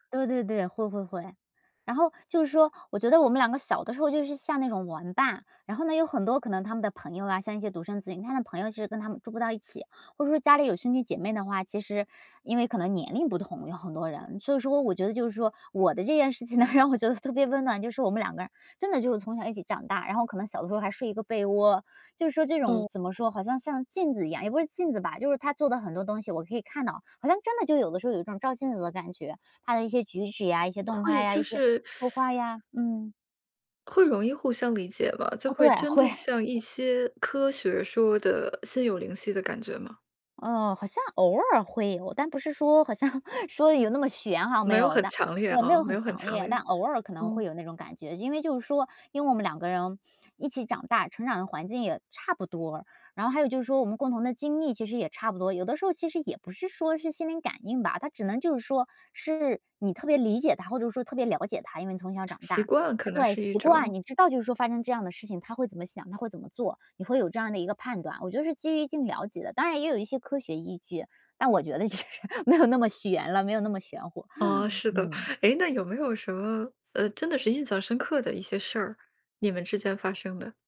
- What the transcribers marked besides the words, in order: laughing while speaking: "让我觉得"; teeth sucking; laughing while speaking: "会"; other background noise; laughing while speaking: "好像"; laughing while speaking: "其实"; chuckle
- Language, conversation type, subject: Chinese, podcast, 你能分享一段越回想越温暖的往事吗？